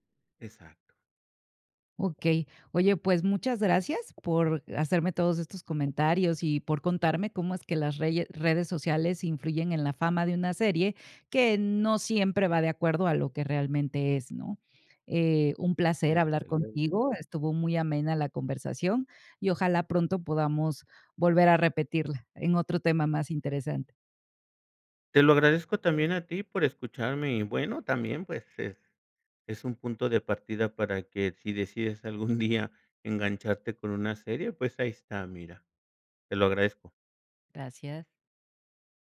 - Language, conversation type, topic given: Spanish, podcast, ¿Cómo influyen las redes sociales en la popularidad de una serie?
- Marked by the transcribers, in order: tapping; laughing while speaking: "día"